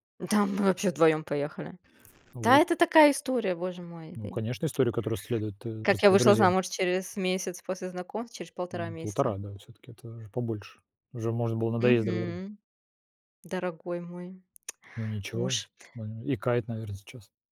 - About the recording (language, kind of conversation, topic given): Russian, unstructured, Насколько важно обсуждать новости с друзьями или семьёй?
- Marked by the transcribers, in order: other background noise; tapping; unintelligible speech